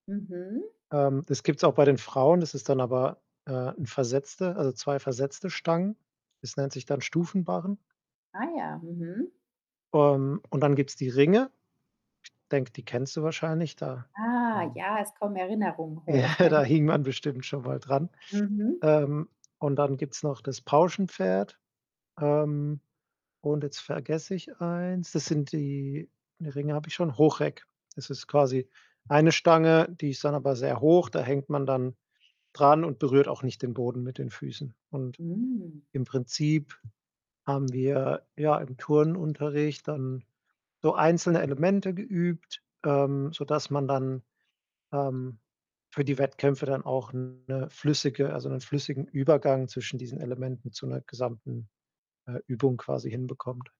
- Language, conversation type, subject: German, podcast, Welche Beschäftigung aus deiner Kindheit würdest du gerne wieder aufleben lassen?
- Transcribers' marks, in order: static; other background noise; laughing while speaking: "Ja"; chuckle; distorted speech